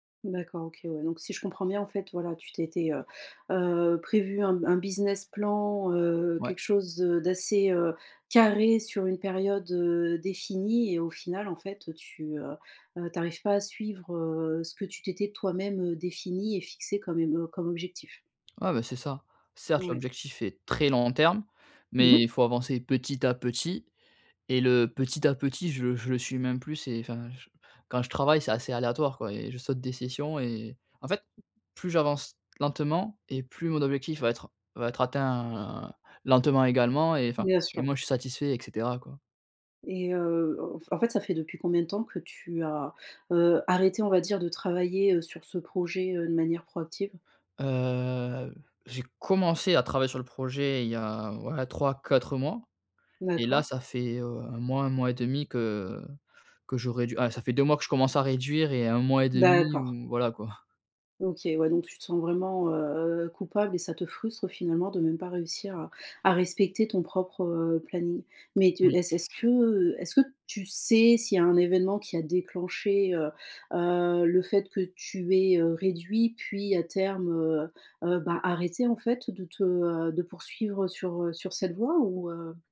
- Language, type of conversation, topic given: French, advice, Pourquoi est-ce que je me sens coupable après avoir manqué des sessions créatives ?
- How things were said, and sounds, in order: stressed: "carré"; stressed: "très"; tapping; drawn out: "Heu"; chuckle